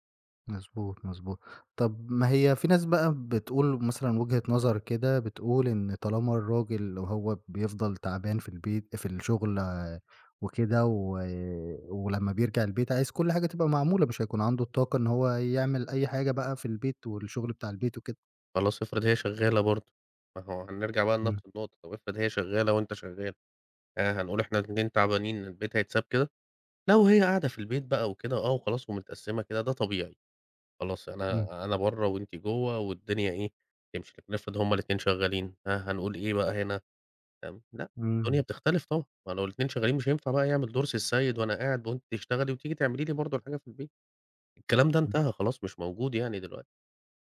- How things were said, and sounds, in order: none
- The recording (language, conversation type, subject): Arabic, podcast, إزاي شايفين أحسن طريقة لتقسيم شغل البيت بين الزوج والزوجة؟